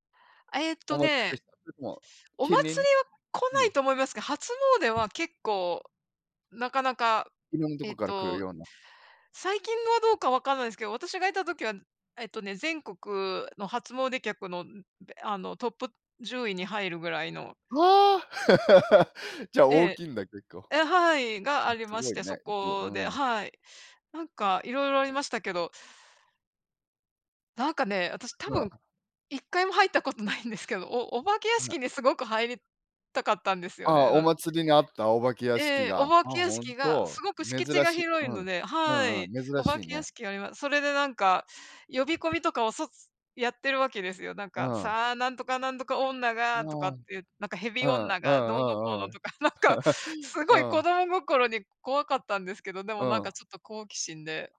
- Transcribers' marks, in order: surprised: "はあ"; laugh; chuckle
- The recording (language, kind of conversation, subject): Japanese, unstructured, 祭りに行った思い出はありますか？